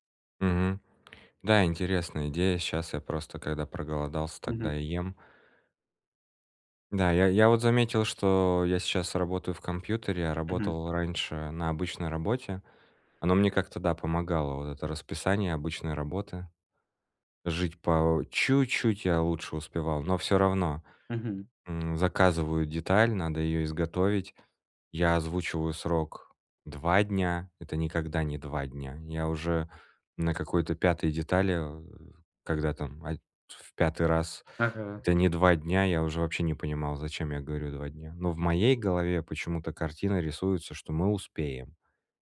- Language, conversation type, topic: Russian, advice, Как перестать срывать сроки из-за плохого планирования?
- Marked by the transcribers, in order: stressed: "чуть-чуть"; tapping